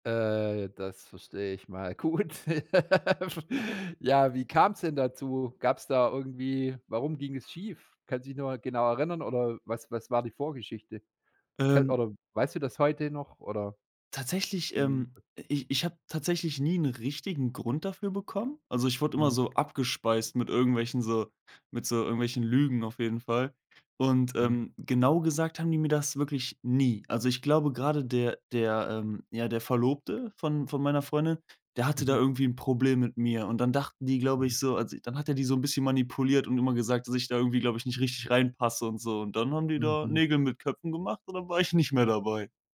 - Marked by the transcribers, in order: laughing while speaking: "gut, ja w"; other background noise
- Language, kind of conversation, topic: German, podcast, Kannst du von einer Reise erzählen, die anders als geplant verlief, aber am Ende richtig toll war?